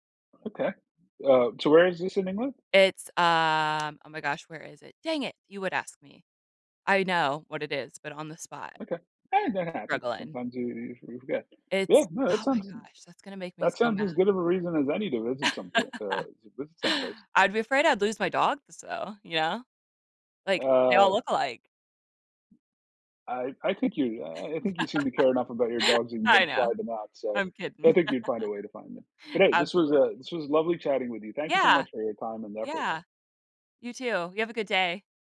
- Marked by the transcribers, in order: tapping; drawn out: "um"; other background noise; laugh; laugh; laugh
- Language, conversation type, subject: English, unstructured, What makes a place feel special or memorable to you?